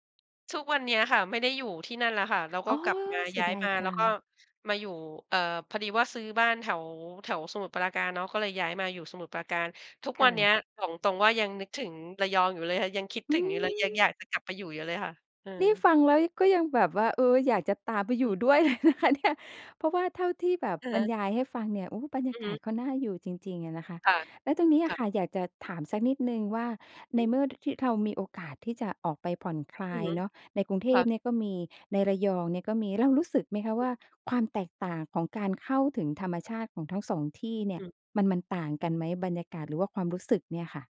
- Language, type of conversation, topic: Thai, podcast, ธรรมชาติช่วยให้คุณผ่อนคลายได้อย่างไร?
- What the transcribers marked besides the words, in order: laughing while speaking: "เลยนะคะเนี่ย"; tapping